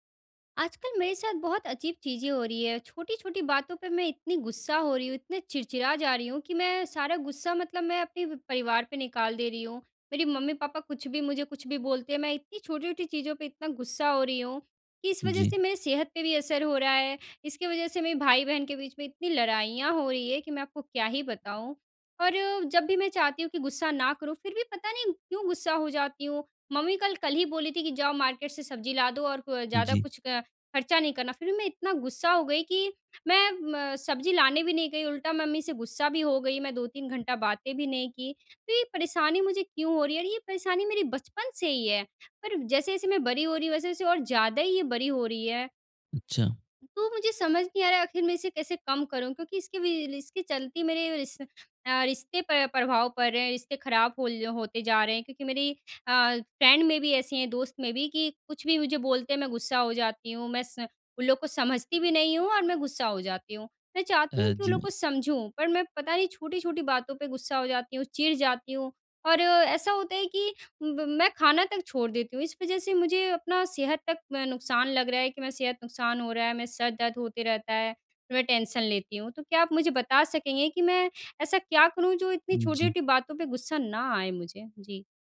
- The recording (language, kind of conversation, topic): Hindi, advice, मुझे बार-बार छोटी-छोटी बातों पर गुस्सा क्यों आता है और यह कब तथा कैसे होता है?
- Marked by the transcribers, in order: in English: "मार्केट"; in English: "फ्रेंड"; in English: "टेंशन"